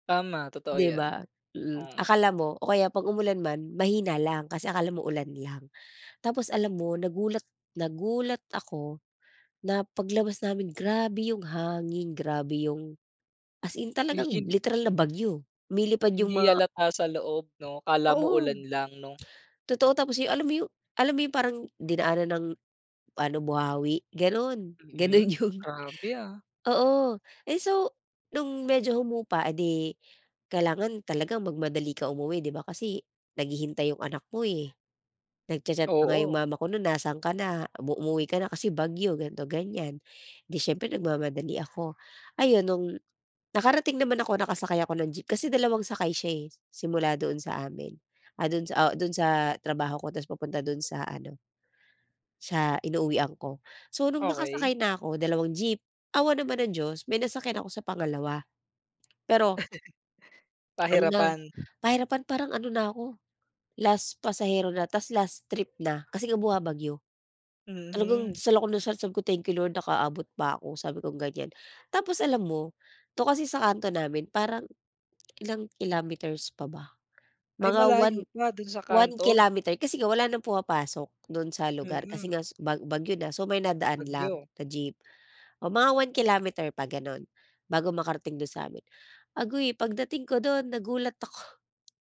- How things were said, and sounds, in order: laughing while speaking: "yung"; laugh; other background noise
- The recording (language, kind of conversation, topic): Filipino, podcast, Paano mo hinarap ang biglaang bagyo o iba pang likas na kalamidad habang nagbibiyahe ka?